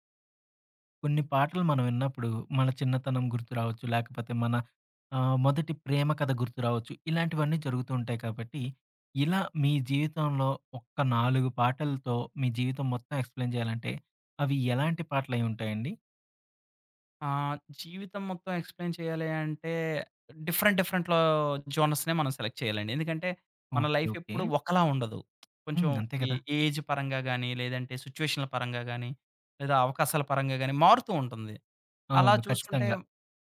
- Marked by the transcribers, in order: in English: "ఎక్స్‌ప్లేన్"; in English: "ఎక్స్‌ప్లేన్"; in English: "డిఫరెంట్ డిఫరెంట్‌లో జోనర్స్‌నే"; in English: "సెలెక్ట్"; in English: "లైఫ్"; lip smack; in English: "ఏ ఏజ్"
- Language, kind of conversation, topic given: Telugu, podcast, మీ జీవితాన్ని ప్రతినిధ్యం చేసే నాలుగు పాటలను ఎంచుకోవాలంటే, మీరు ఏ పాటలను ఎంచుకుంటారు?